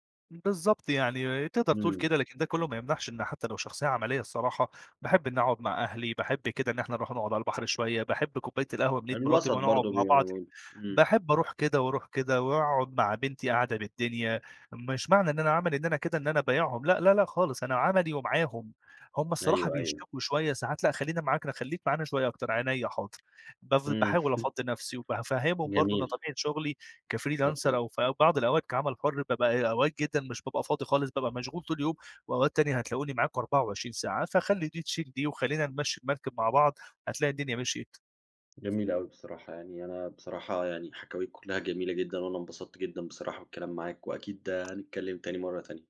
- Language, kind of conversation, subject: Arabic, podcast, إيه طريقتك عشان تقلّل التفكير الزيادة؟
- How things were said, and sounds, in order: unintelligible speech; chuckle; in English: "كفريلانسر"; tapping